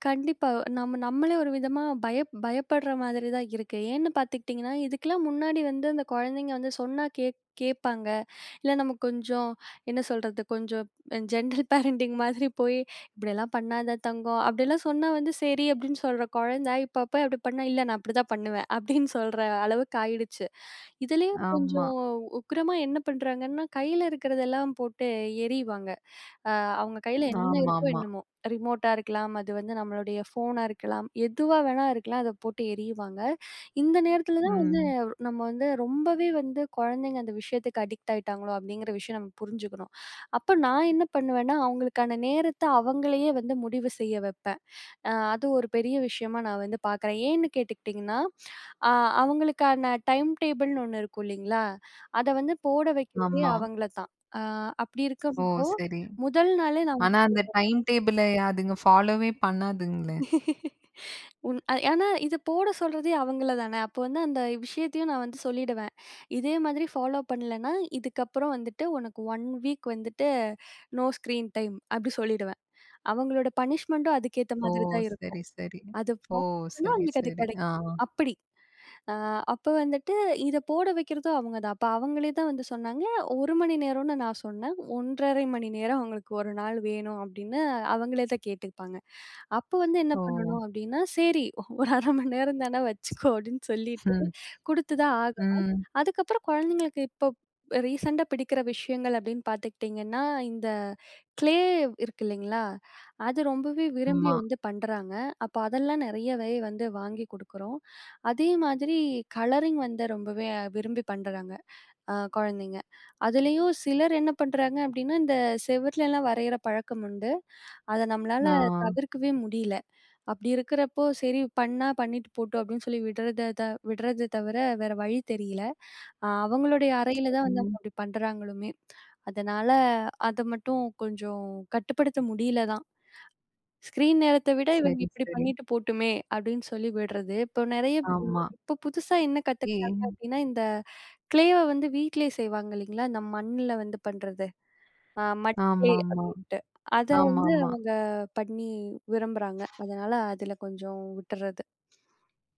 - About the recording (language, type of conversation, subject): Tamil, podcast, குழந்தைகள் டிஜிட்டல் சாதனங்களுடன் வளரும்போது பெற்றோர் என்னென்ன விஷயங்களை கவனிக்க வேண்டும்?
- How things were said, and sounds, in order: laughing while speaking: "ஜெனரல் பேரண்டிங் மாதிரி"; in English: "ஜெனரல் பேரண்டிங்"; laughing while speaking: "அப்படின்னு"; other background noise; unintelligible speech; laugh; in English: "ஸ்க்ரீன் டைம்"; in English: "பனிஷ்மெண்ட்டும்"; "ஃபாலோ" said as "ஃபா"; laughing while speaking: "ஒரு அரை மணி நேரம் தானே வச்சுக்கோ. அப்படின்னு சொல்லிட்டு"; "ஆம்மா" said as "ம்மா"; "கிளே" said as "க்ளே"; unintelligible speech; "கிளேவை" said as "க்ளேவை"; in English: "மட் கிளே"